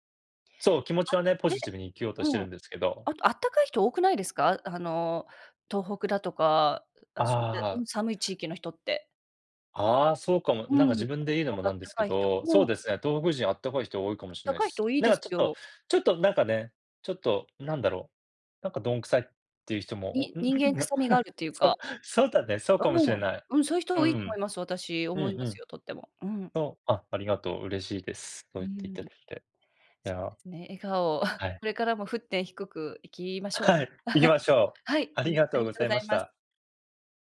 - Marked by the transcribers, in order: other background noise; laughing while speaking: "お ん な"; chuckle; chuckle; chuckle
- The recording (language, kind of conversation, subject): Japanese, unstructured, あなたの笑顔を引き出すものは何ですか？